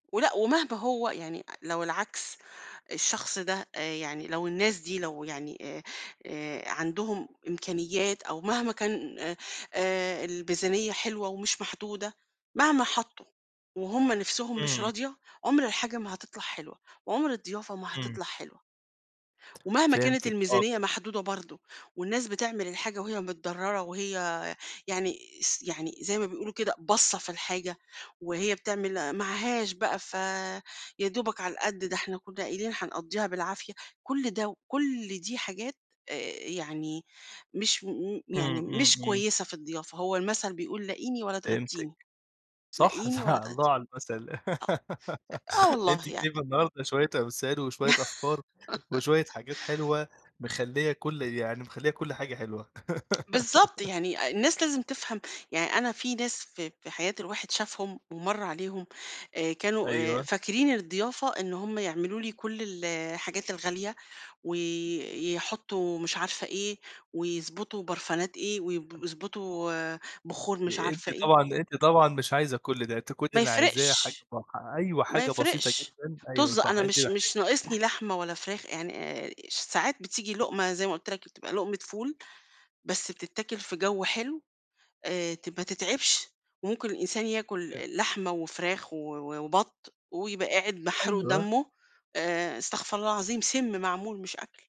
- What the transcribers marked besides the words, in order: tapping; unintelligible speech; laugh; laugh; laugh; unintelligible speech; other background noise; unintelligible speech
- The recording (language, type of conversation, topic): Arabic, podcast, إزاي توازن بين الضيافة وميزانية محدودة؟